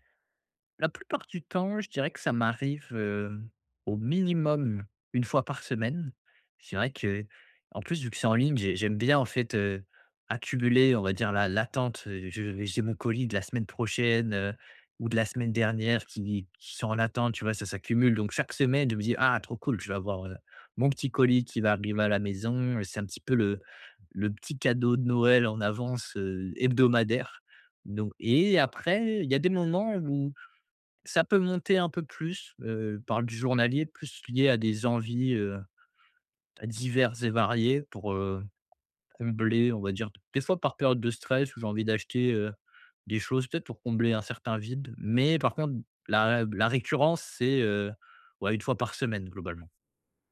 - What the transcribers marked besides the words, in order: tapping
- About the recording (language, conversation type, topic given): French, advice, Comment puis-je mieux contrôler mes achats impulsifs au quotidien ?